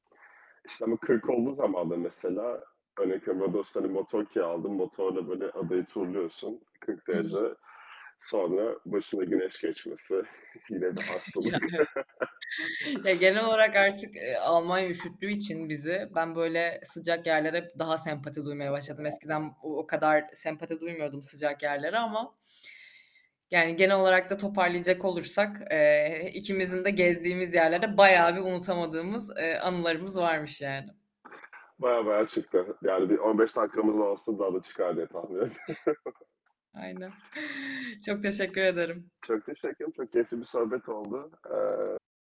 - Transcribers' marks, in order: tapping; other background noise; chuckle; distorted speech; chuckle; static; laughing while speaking: "ediyorum"; chuckle
- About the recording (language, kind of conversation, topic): Turkish, unstructured, Gezdiğin yerlerde yaşadığın en unutulmaz an hangisiydi?